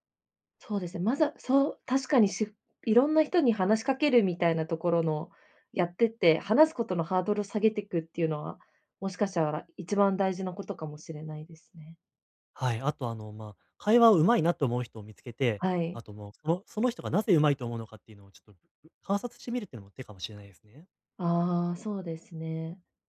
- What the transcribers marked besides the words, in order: none
- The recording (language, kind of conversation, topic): Japanese, advice, グループの集まりで、どうすれば自然に会話に入れますか？